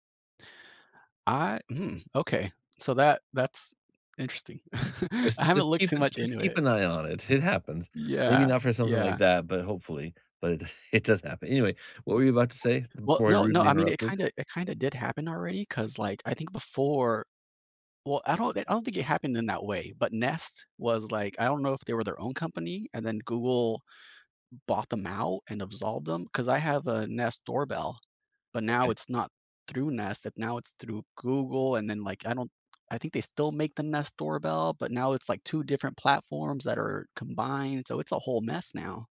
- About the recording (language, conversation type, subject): English, unstructured, What worries you most about smart devices in our homes?
- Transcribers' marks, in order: chuckle; chuckle